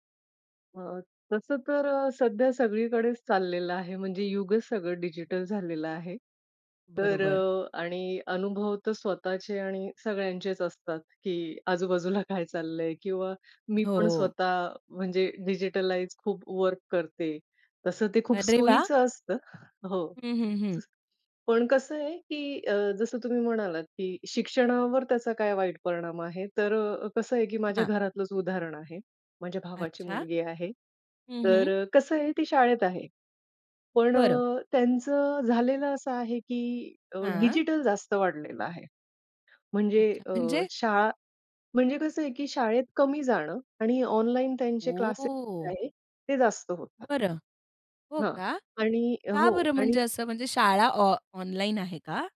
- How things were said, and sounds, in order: surprised: "अरे वाह!"; other background noise; tapping; drawn out: "ओह!"
- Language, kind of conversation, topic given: Marathi, podcast, डिजिटल शिक्षणामुळे काय चांगलं आणि वाईट झालं आहे?